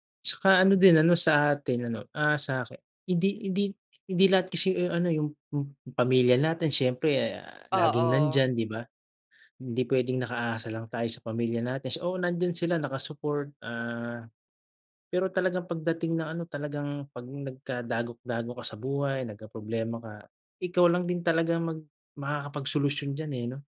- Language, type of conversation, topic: Filipino, unstructured, Ano ang nagbibigay sa’yo ng inspirasyon para magpatuloy?
- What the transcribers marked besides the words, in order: none